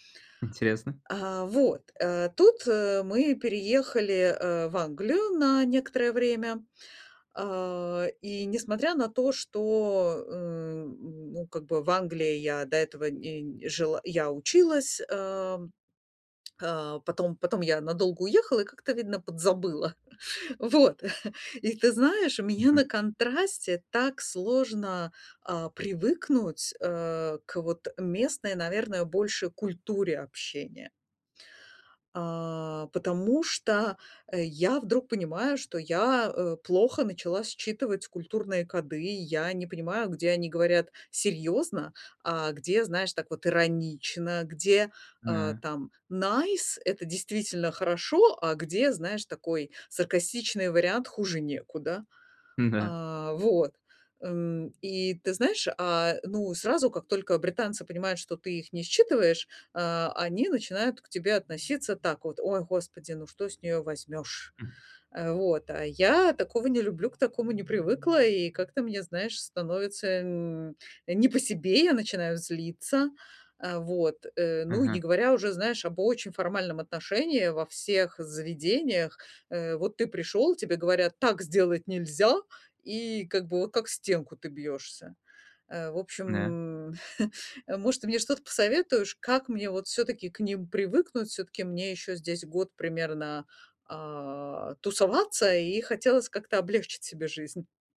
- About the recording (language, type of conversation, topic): Russian, advice, Как быстрее и легче привыкнуть к местным обычаям и культурным нормам?
- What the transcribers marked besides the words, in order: laughing while speaking: "Вот"; in English: "nice"; laughing while speaking: "М-да"; chuckle